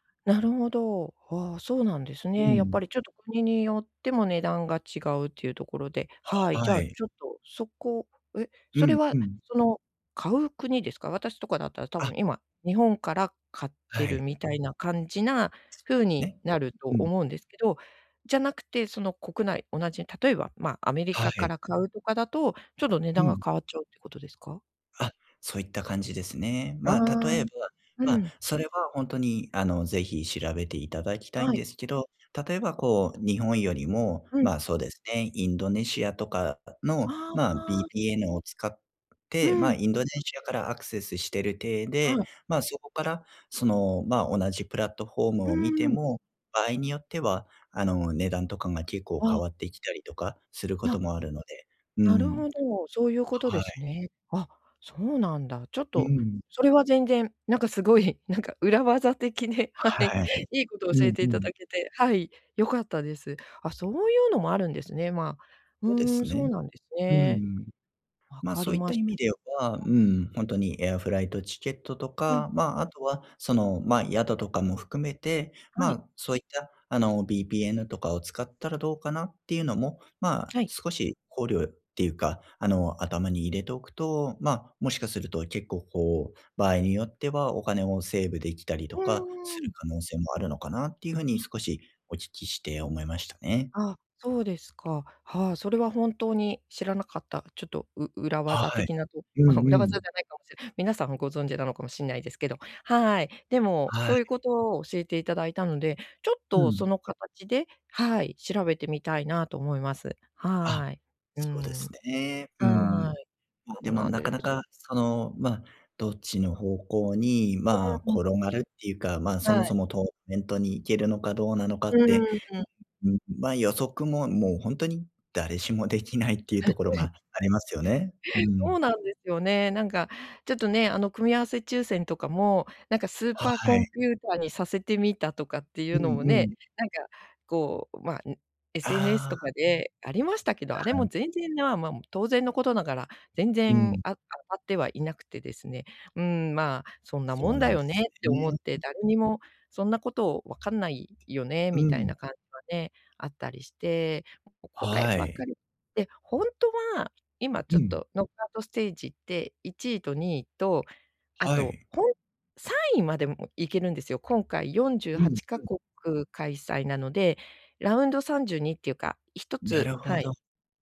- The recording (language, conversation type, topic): Japanese, advice, 旅行の予定が急に変わったとき、どう対応すればよいですか？
- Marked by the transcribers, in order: laughing while speaking: "裏技的で、はい"; in English: "エアフライトチケット"; other background noise; laugh